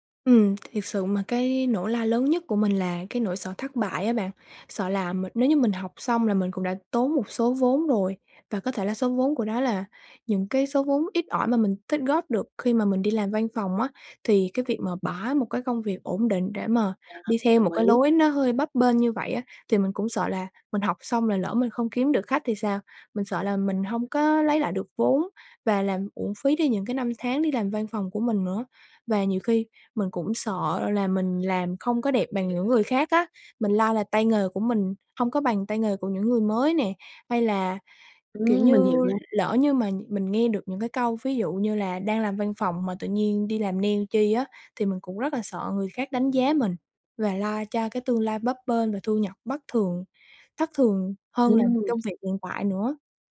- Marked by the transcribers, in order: tapping; other background noise; other noise
- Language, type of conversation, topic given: Vietnamese, advice, Bạn nên làm gì khi lo lắng về thất bại và rủi ro lúc bắt đầu khởi nghiệp?